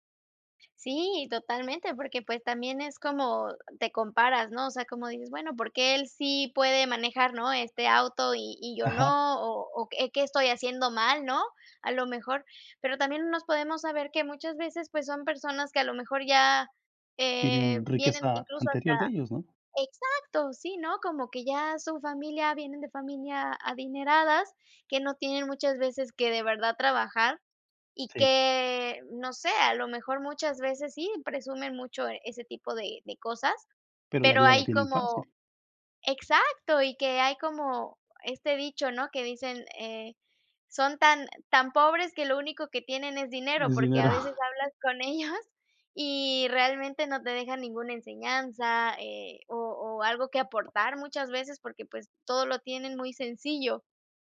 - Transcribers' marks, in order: tapping; laughing while speaking: "Es dinero"; laughing while speaking: "con ellos"
- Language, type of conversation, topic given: Spanish, unstructured, ¿Cómo afecta la presión social a nuestra salud mental?